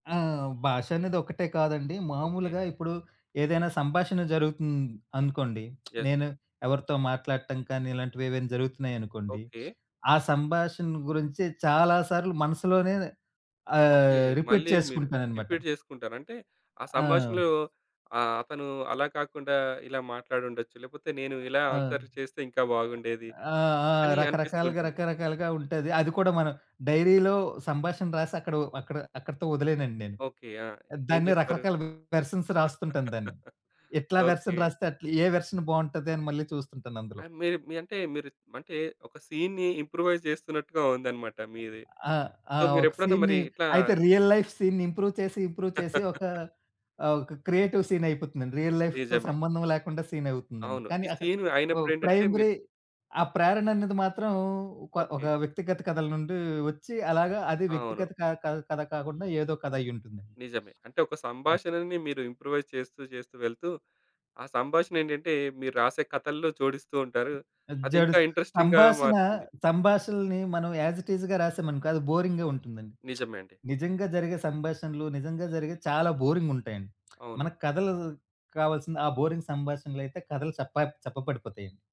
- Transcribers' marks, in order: lip smack; in English: "యెస్"; other background noise; in English: "రిపీట్"; in English: "రిపీట్"; in English: "డైరీలో"; in English: "వెర్షన్స్"; in English: "వెర్షన్"; laugh; in English: "వెర్షన్"; in English: "సీన్‌ని ఇంప్రూవైజ్"; in English: "సో"; in English: "సీన్‌ని"; in English: "రియల్ లైఫ్ సీన్‌ని ఇంప్రూవ్"; laugh; in English: "ఇంప్రూవ్"; in English: "క్రియేటివ్ సీనయిపోతుందండి. రియల్ లైఫ్‌తో"; in English: "సీన్"; in English: "ప్రైమరీ"; in English: "ఇంప్రూవైజ్"; in English: "ఇంట్రెస్టింగ్‌గా"; in English: "యాస్ ఇట్ ఈజ్‌గా"; in English: "బోరింగ్‌గా"; lip smack; tapping; in English: "బోరింగ్"
- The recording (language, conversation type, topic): Telugu, podcast, మీ సృజనలో వ్యక్తిగత కథలు ఎంతవరకు భాగమవుతాయి?